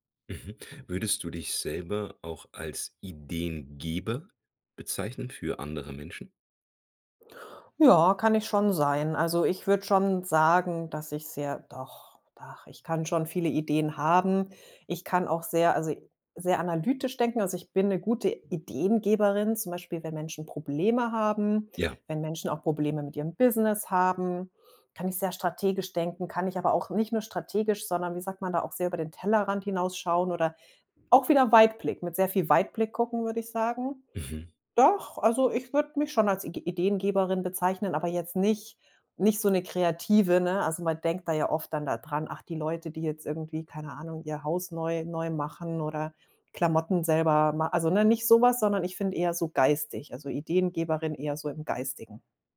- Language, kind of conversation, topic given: German, podcast, Wie entsteht bei dir normalerweise die erste Idee?
- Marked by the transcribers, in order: none